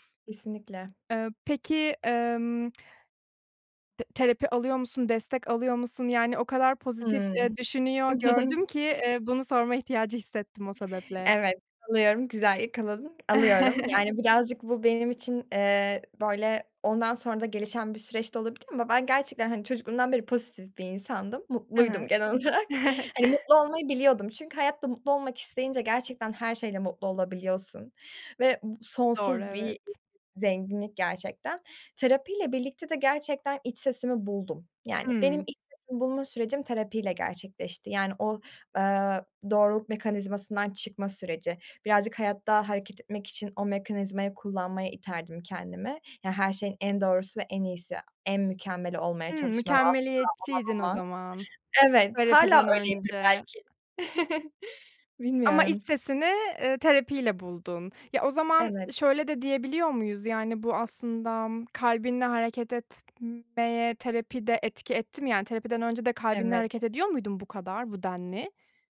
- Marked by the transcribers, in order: tsk; chuckle; joyful: "yakaladın"; chuckle; chuckle; laughing while speaking: "genel olarak"; tapping; laughing while speaking: "hâlâ öyleyimdir belki"; chuckle
- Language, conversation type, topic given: Turkish, podcast, Bir karar verirken içgüdüne mi yoksa mantığına mı daha çok güvenirsin?